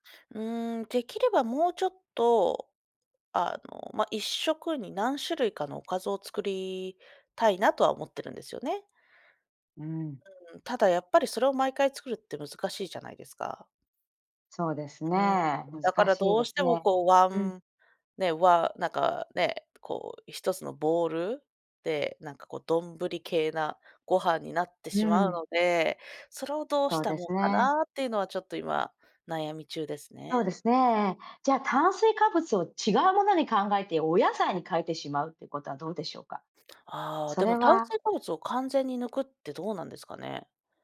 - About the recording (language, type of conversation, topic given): Japanese, advice, なぜ生活習慣を変えたいのに続かないのでしょうか？
- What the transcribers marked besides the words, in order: none